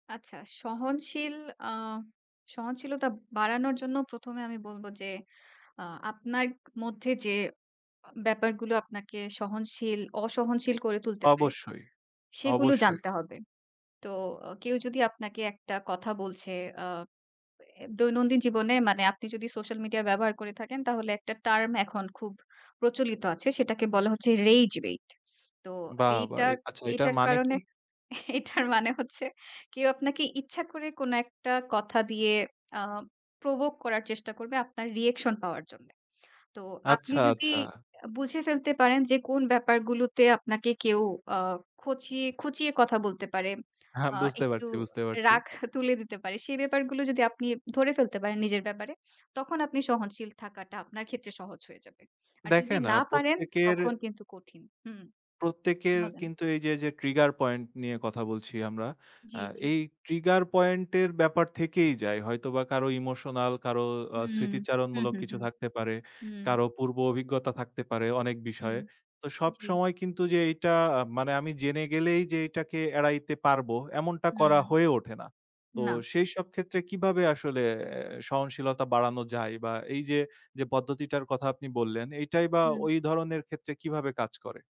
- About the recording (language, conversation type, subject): Bengali, podcast, দীর্ঘমেয়াদে সহনশীলতা গড়ে তোলার জন্য আপনি কী পরামর্শ দেবেন?
- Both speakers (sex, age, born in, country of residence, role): female, 25-29, Bangladesh, Bangladesh, guest; male, 25-29, Bangladesh, Bangladesh, host
- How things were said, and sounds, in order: laughing while speaking: "এটার মানে হচ্ছে"; laughing while speaking: "তুলে দিতে"